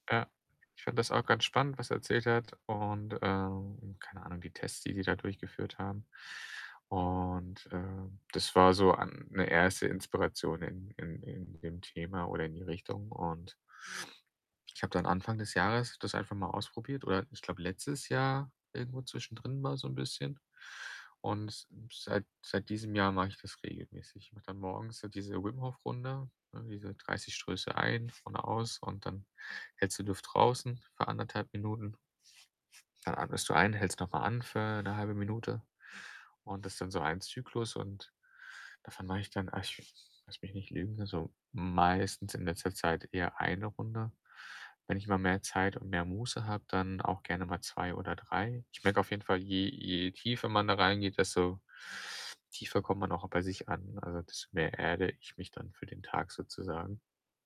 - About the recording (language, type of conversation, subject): German, podcast, Wie sieht deine Morgenroutine an einem ganz normalen Tag aus?
- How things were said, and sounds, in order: other background noise; distorted speech; tapping